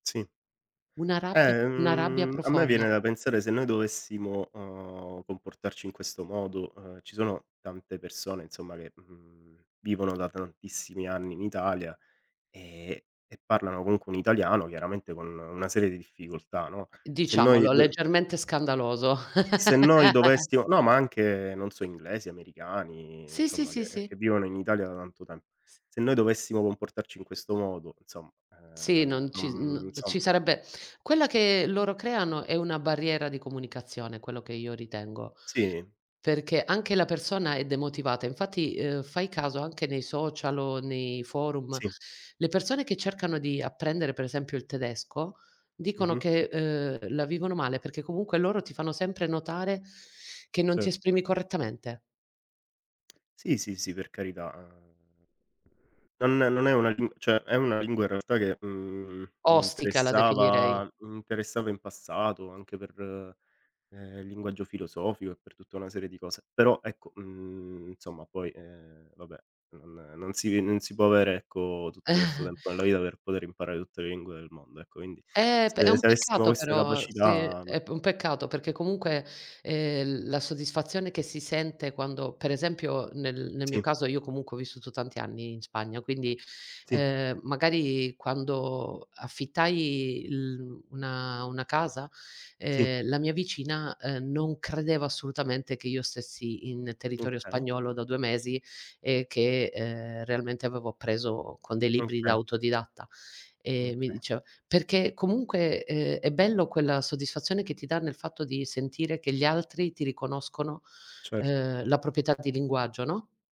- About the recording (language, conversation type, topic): Italian, unstructured, Qual è una piccola vittoria che ti ha reso felice?
- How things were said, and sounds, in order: tapping; laugh; "insomma" said as "zomma"; other background noise; chuckle; "Quindi" said as "indi"; "proprietà" said as "propietà"